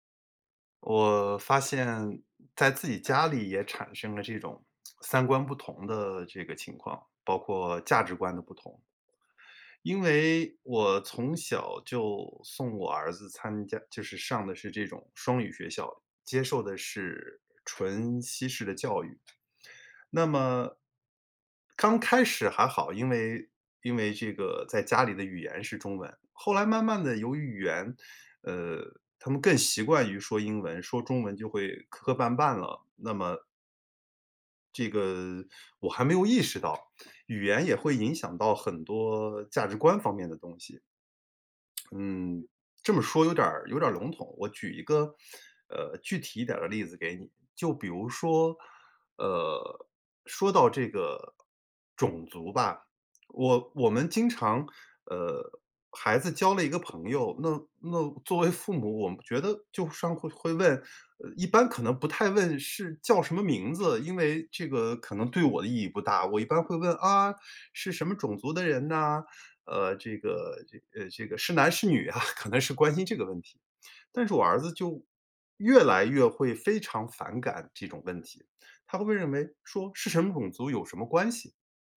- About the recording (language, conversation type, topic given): Chinese, advice, 我因为与家人的价值观不同而担心被排斥，该怎么办？
- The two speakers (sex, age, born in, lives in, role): female, 25-29, China, United States, advisor; male, 50-54, China, United States, user
- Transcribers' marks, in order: other background noise; tapping; laughing while speaking: "啊？"